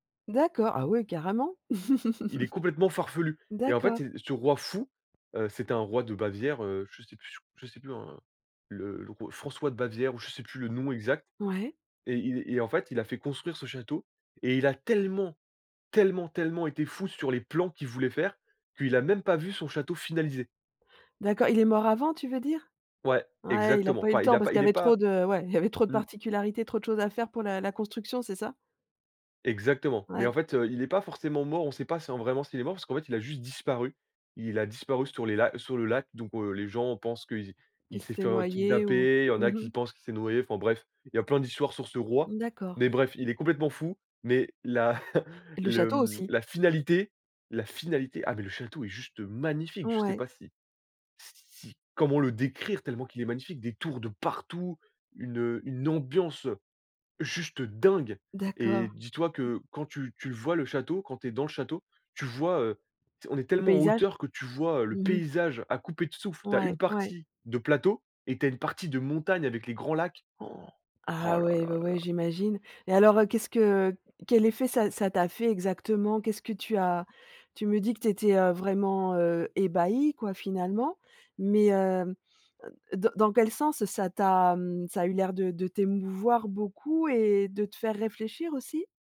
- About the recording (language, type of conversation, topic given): French, podcast, Quelle randonnée t’a fait changer de perspective ?
- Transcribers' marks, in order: chuckle; laughing while speaking: "la"